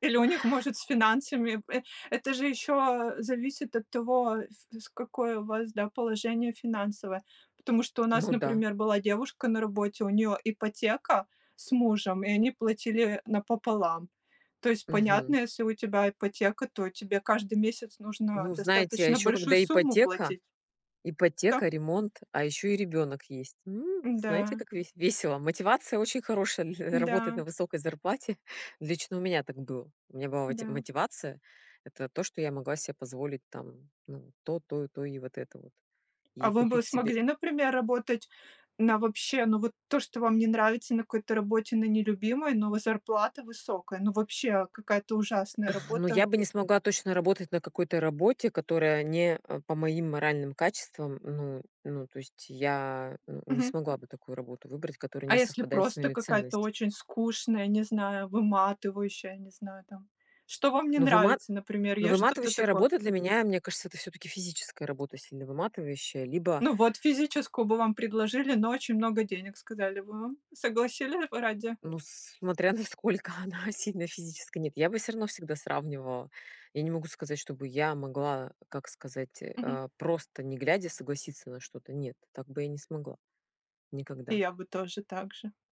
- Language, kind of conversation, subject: Russian, unstructured, Как вы выбираете между высокой зарплатой и интересной работой?
- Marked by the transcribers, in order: tapping